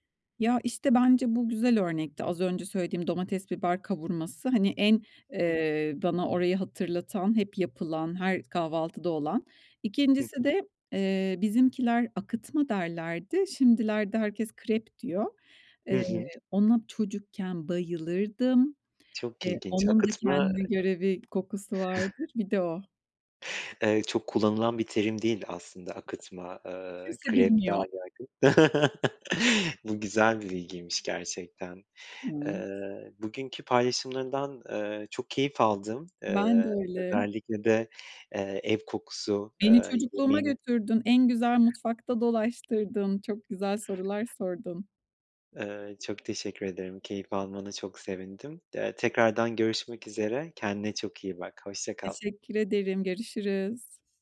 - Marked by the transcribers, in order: chuckle; chuckle; other background noise
- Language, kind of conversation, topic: Turkish, podcast, Bir yemeğe o "ev kokusu"nu veren şeyler nelerdir?